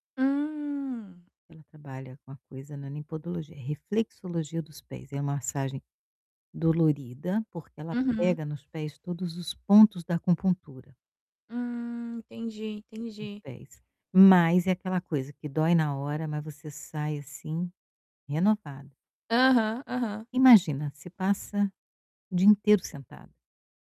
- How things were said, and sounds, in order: drawn out: "Hum"; distorted speech; tapping
- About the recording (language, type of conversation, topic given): Portuguese, advice, O que posso fazer agora para reduzir rapidamente a tensão no corpo e na mente?